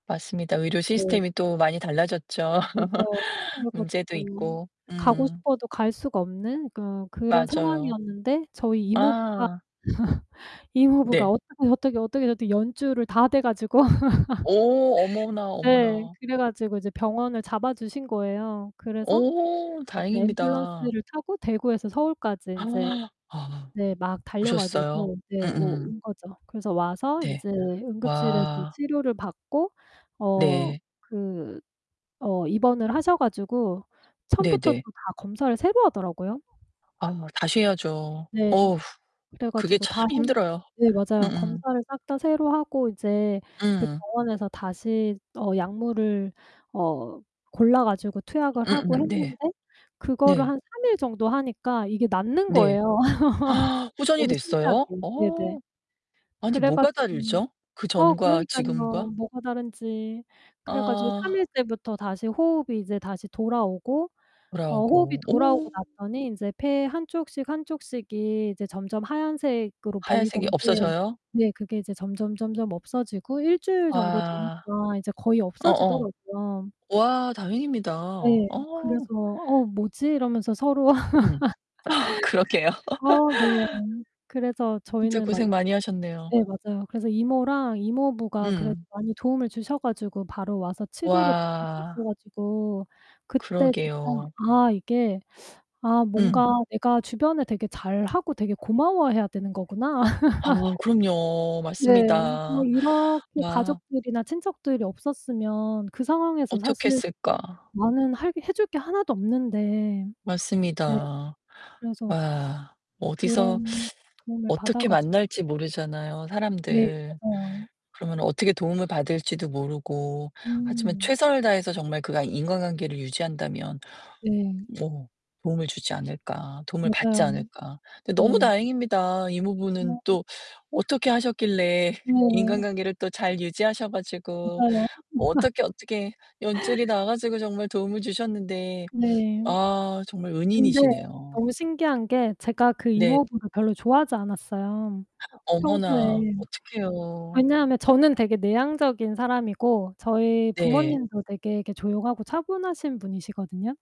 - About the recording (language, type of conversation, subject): Korean, podcast, 그때 주변 사람들은 어떤 힘이 되어주었나요?
- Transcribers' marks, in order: distorted speech; laugh; laugh; other background noise; laugh; gasp; background speech; gasp; laugh; static; laugh; laughing while speaking: "어 그러게요"; laugh; laughing while speaking: "거구나"; laugh; unintelligible speech; laughing while speaking: "하셨길래"; laugh; unintelligible speech; laugh; gasp